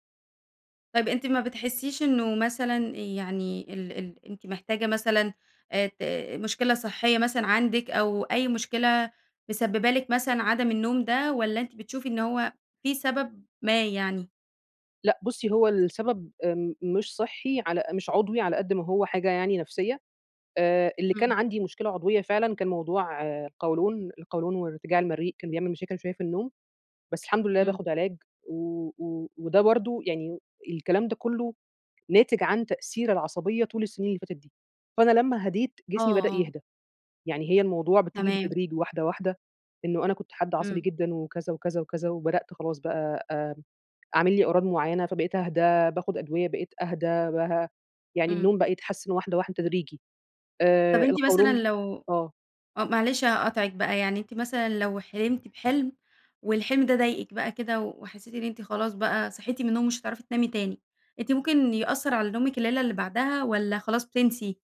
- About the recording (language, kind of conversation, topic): Arabic, podcast, إيه طقوسك بالليل قبل النوم عشان تنام كويس؟
- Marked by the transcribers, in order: tapping; other background noise